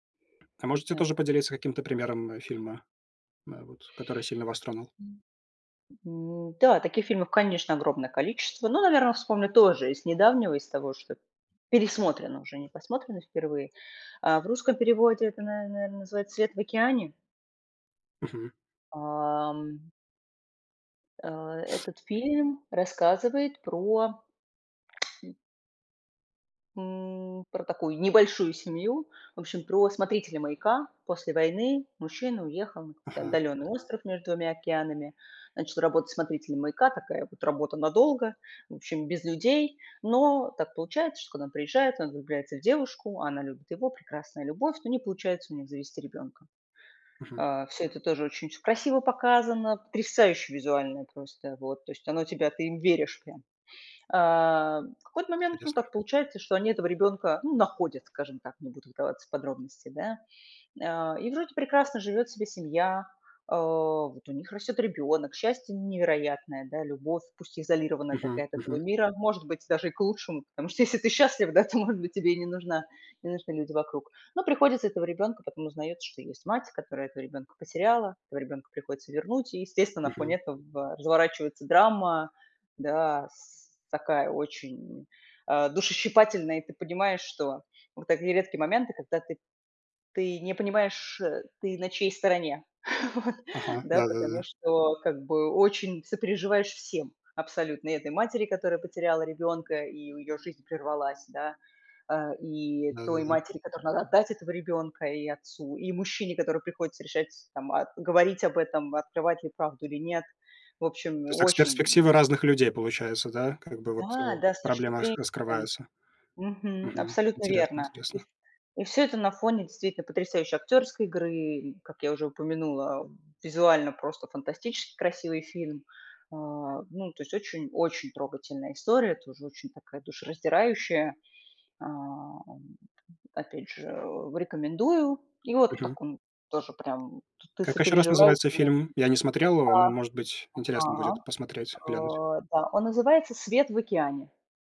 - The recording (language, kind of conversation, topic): Russian, unstructured, Почему фильмы часто вызывают сильные эмоции у зрителей?
- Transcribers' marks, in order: tapping; other noise; drawn out: "Ам"; sniff; other background noise; laughing while speaking: "если ты счастлив да, то, может быть"; laughing while speaking: "Вот"; grunt; unintelligible speech